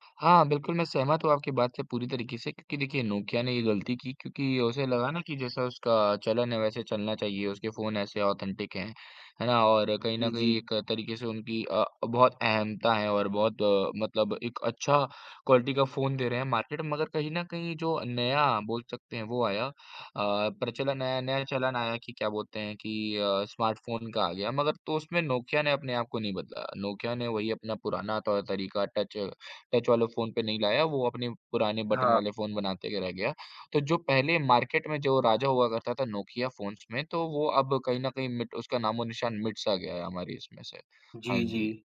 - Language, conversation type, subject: Hindi, unstructured, क्या आपको लगता है कि रोबोट इंसानों की नौकरियाँ छीन लेंगे?
- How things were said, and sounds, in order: in English: "ऑथेंटिक"; in English: "क्वालिटी"; in English: "मार्केट"; in English: "मार्किट"; tapping; in English: "फ़ोन्स"